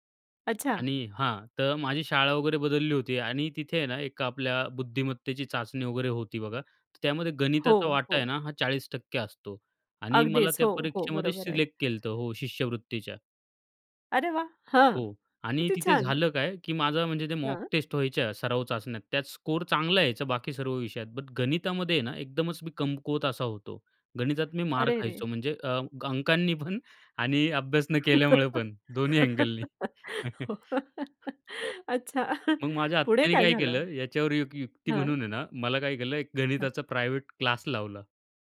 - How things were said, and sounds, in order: in English: "सिलेक्ट"; joyful: "अरे वाह! हां, किती छान!"; in English: "मॉक टेस्ट"; in English: "स्कोर"; in English: "बट"; laughing while speaking: "अंकांनी पण आणि अभ्यास न केल्यामुळे पण. दोन्ही अँगलनी"; laugh; laughing while speaking: "हो, अच्छा. पुढे काय झालं?"; in English: "अँगलनी"; chuckle; in English: "प्रायव्हेट"
- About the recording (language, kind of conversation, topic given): Marathi, podcast, तुमच्या शिक्षणप्रवासात तुम्हाला सर्वाधिक घडवण्यात सर्वात मोठा वाटा कोणत्या मार्गदर्शकांचा होता?